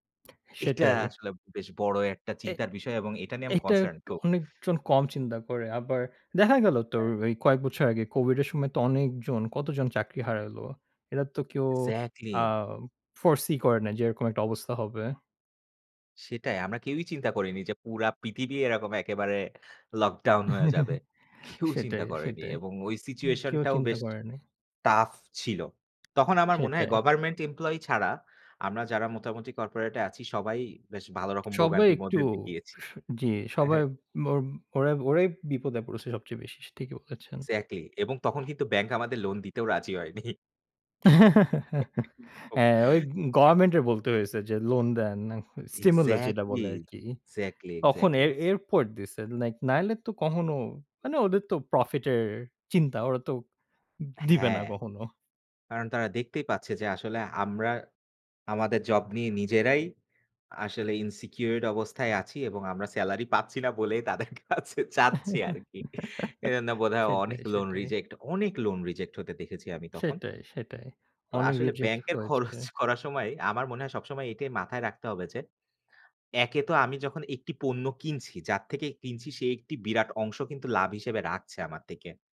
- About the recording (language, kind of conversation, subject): Bengali, unstructured, ব্যাংকের বিভিন্ন খরচ সম্পর্কে আপনার মতামত কী?
- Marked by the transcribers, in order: in English: "foresee"; laugh; in English: "tough"; laugh; laugh; laughing while speaking: "হয়নি"; unintelligible speech; in English: "স্টিমুলে"; in English: "insecured"; laughing while speaking: "তাদের কাছে চাচ্ছি আরকি"; laugh; in English: "খরচ"